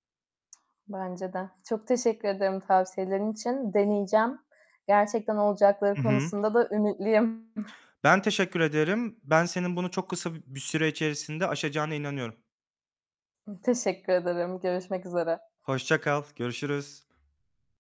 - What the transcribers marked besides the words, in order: other background noise; distorted speech; chuckle; tapping
- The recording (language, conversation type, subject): Turkish, advice, Kontrolsüz anlık alışverişler yüzünden paranızın bitmesini nasıl önleyebilirsiniz?
- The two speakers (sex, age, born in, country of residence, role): female, 25-29, Turkey, Greece, user; male, 25-29, Turkey, Germany, advisor